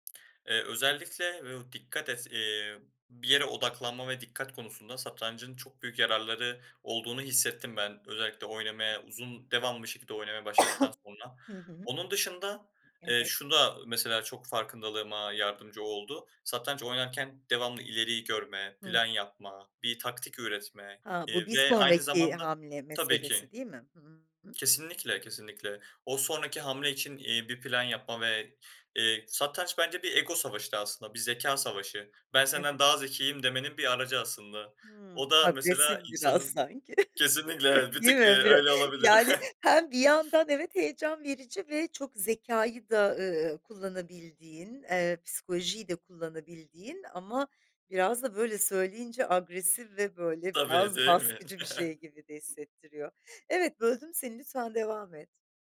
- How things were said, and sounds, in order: unintelligible speech; tapping; cough; laughing while speaking: "Agresif biraz sanki"; chuckle; laughing while speaking: "Kesinlikle evet, bir tık, eee, öyle olabilir"; laughing while speaking: "yani, hem bir yandan"; chuckle; laughing while speaking: "Tabii, değil mi?"; chuckle
- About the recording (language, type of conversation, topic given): Turkish, podcast, Öğrenirken seni en çok ne motive eder ve bu motivasyonun arkasındaki hikâye nedir?